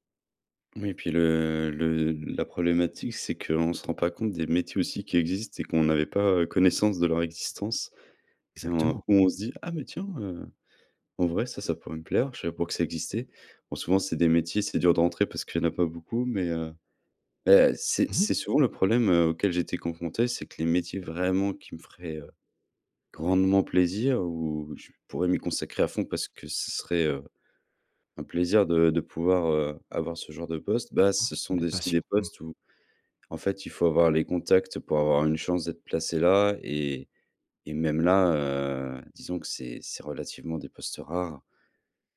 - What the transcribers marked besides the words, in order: none
- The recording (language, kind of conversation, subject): French, advice, Comment rebondir après une perte d’emploi soudaine et repenser sa carrière ?